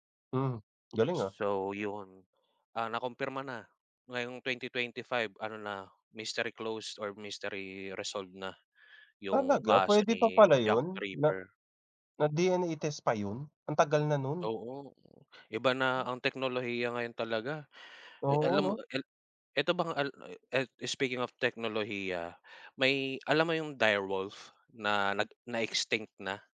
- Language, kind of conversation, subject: Filipino, unstructured, Anong palabas ang palagi mong inaabangan na mapanood?
- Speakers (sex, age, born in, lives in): male, 30-34, Philippines, Philippines; male, 30-34, Philippines, Philippines
- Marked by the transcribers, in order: in English: "mystery closed or mystery resolved"